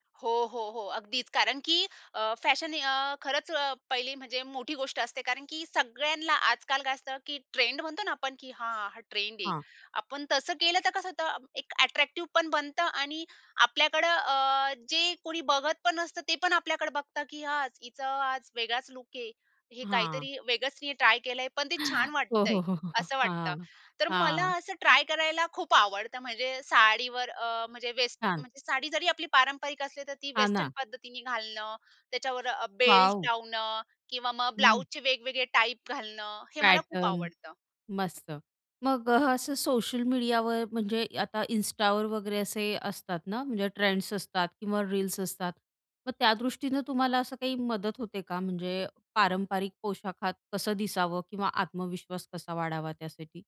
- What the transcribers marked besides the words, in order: in English: "अ‍ॅट्रॅक्टिव्ह"; in English: "पॅटर्न"; other background noise
- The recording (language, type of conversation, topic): Marathi, podcast, साडी किंवा पारंपरिक पोशाख घातल्यावर तुम्हाला आत्मविश्वास कसा येतो?